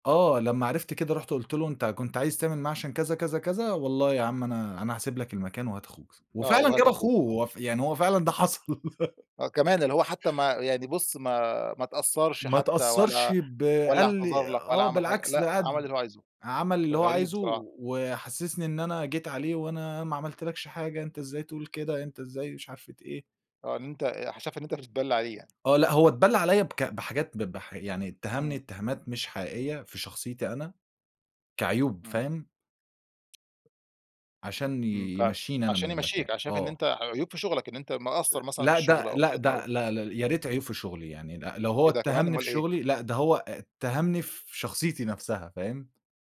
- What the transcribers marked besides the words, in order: giggle; gasp; tapping; unintelligible speech
- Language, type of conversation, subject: Arabic, podcast, إمتى تعرف إنك محتاج مساعدة من مختص؟